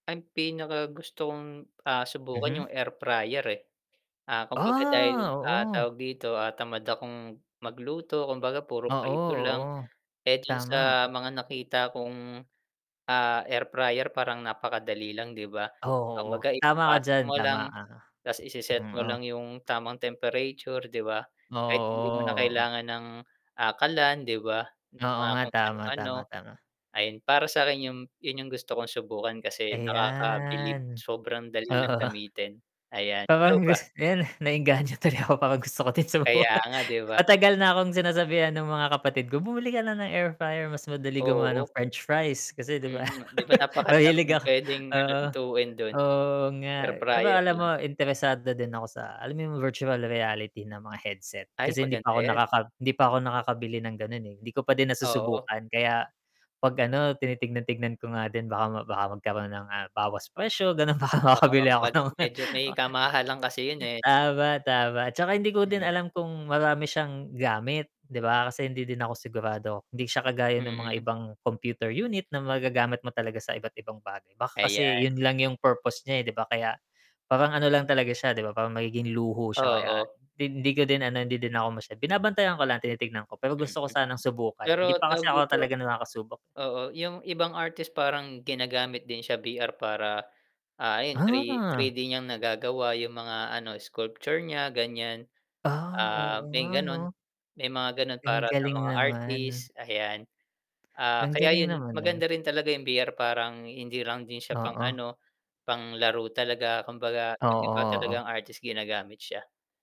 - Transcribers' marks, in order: tapping; static; drawn out: "Ayan"; laughing while speaking: "Oo"; laughing while speaking: "tuloy ako, parang gusto ko ding subukan"; laugh; laugh; laughing while speaking: "baka makabili ako ng"; unintelligible speech; chuckle; unintelligible speech; distorted speech
- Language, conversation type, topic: Filipino, unstructured, Paano mo ginagamit ang teknolohiya sa iyong pang-araw-araw na buhay?